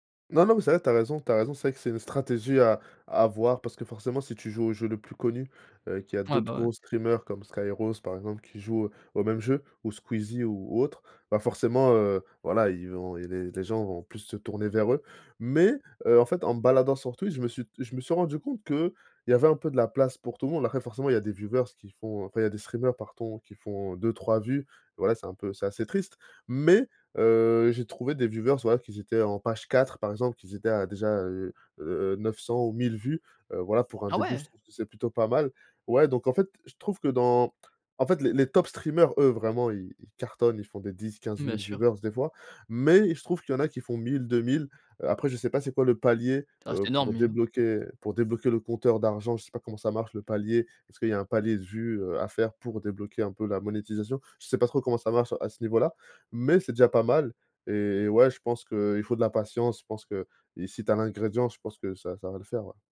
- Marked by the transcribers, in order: other background noise; stressed: "Mais"; in English: "viewers"; "pardon" said as "parton"; stressed: "Mais"; in English: "viewers"; in English: "viewers"; stressed: "mais"
- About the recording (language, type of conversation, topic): French, podcast, Comment transformes-tu une idée vague en projet concret ?